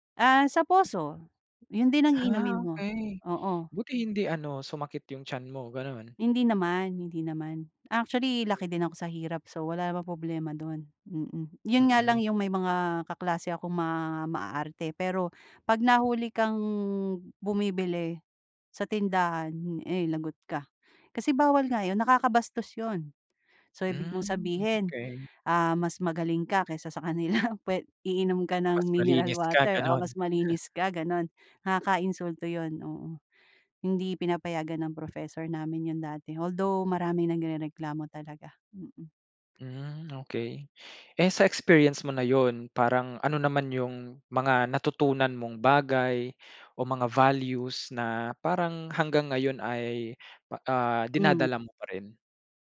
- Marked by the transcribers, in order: tapping; laughing while speaking: "kanila"; other background noise; chuckle
- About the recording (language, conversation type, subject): Filipino, podcast, Ano ang pinaka-nakakagulat na kabutihang-loob na naranasan mo sa ibang lugar?